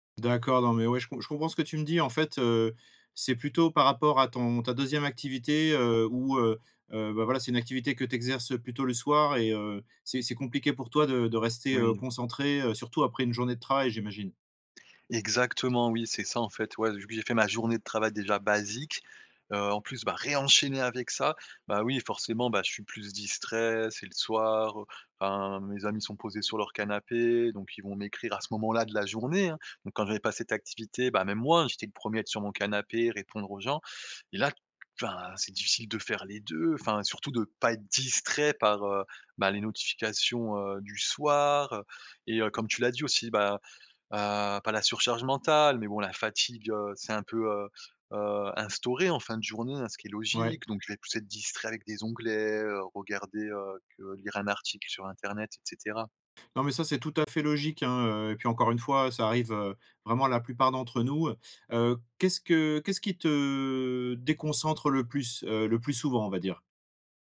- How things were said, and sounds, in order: stressed: "ré-enchaîner"; other noise; stressed: "distrait"; drawn out: "te"
- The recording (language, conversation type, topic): French, advice, Comment puis-je réduire les notifications et les distractions numériques pour rester concentré ?